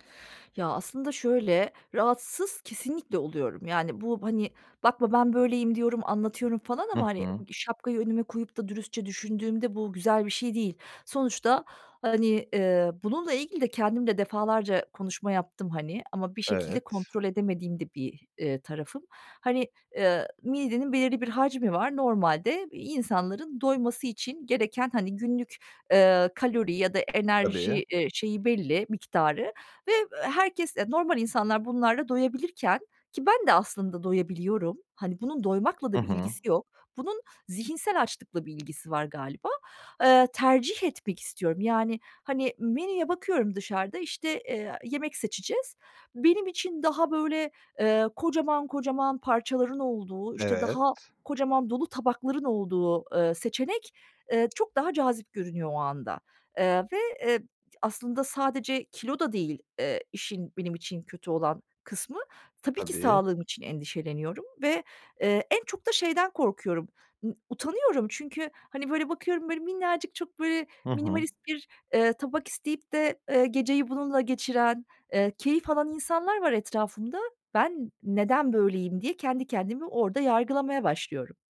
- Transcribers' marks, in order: tapping; other noise
- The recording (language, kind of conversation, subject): Turkish, advice, Arkadaşlarla dışarıda yemek yerken porsiyon kontrolünü nasıl sağlayabilirim?
- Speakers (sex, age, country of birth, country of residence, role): female, 40-44, Turkey, Germany, user; male, 30-34, Turkey, Bulgaria, advisor